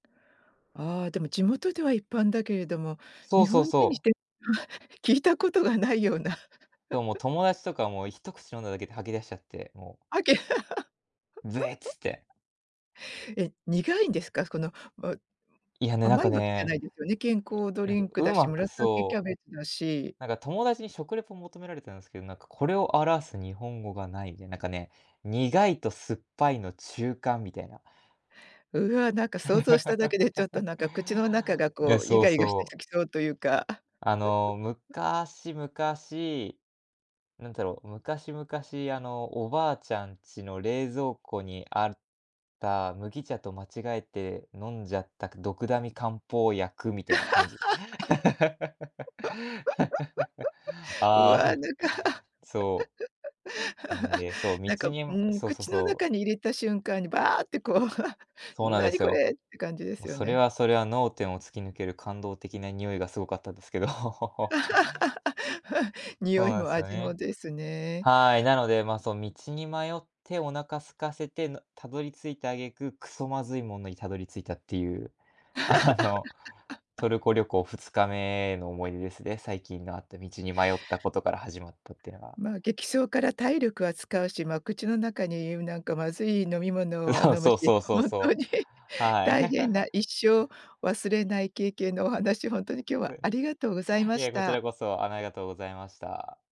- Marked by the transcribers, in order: chuckle; chuckle; laugh; laugh; chuckle; laugh; laugh; chuckle; laughing while speaking: "ですけど"; laugh; laugh; laugh; laughing while speaking: "本当に"; chuckle
- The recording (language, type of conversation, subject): Japanese, podcast, 道に迷って大変だった経験はありますか？